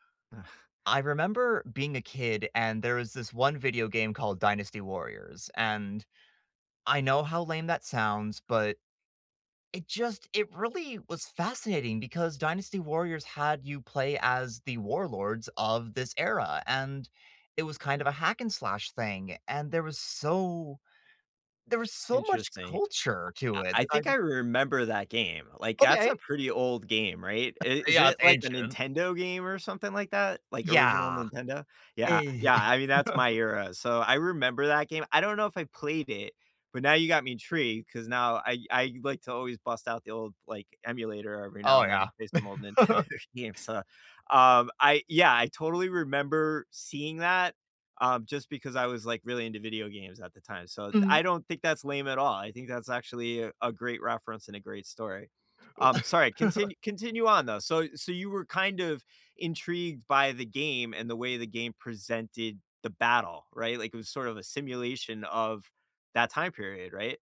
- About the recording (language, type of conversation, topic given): English, unstructured, Which era or historical event have you been exploring recently, and what drew you to it?
- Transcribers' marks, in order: tapping; unintelligible speech; chuckle; chuckle; laughing while speaking: "Nintendo games"; chuckle